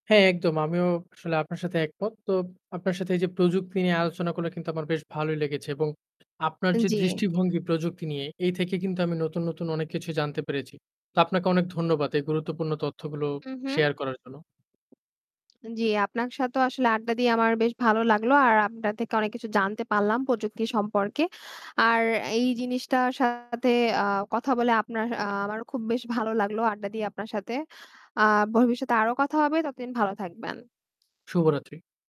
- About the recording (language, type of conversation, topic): Bengali, unstructured, নতুন প্রযুক্তি কীভাবে আমাদের দৈনন্দিন জীবন বদলে দিচ্ছে?
- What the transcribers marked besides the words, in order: other background noise; "আপনার" said as "আপনাক"; distorted speech; tapping